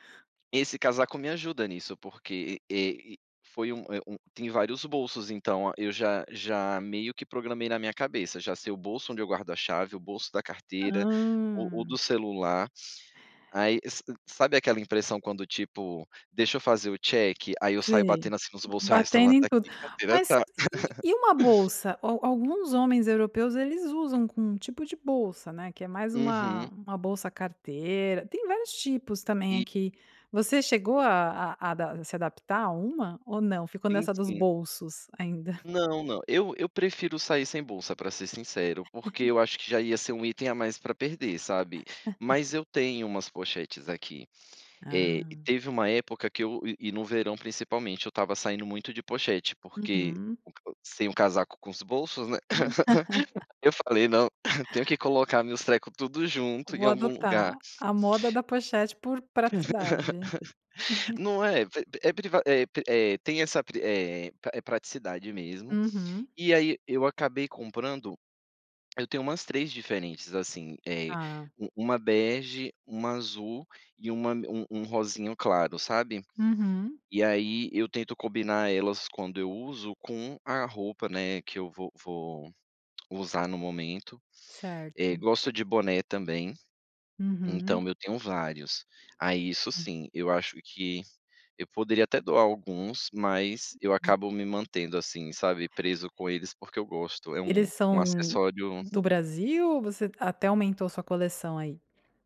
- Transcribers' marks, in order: chuckle; other background noise; chuckle; laugh; laugh; chuckle; laugh; chuckle
- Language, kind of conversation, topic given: Portuguese, podcast, Como adaptar tendências sem perder a sua identidade?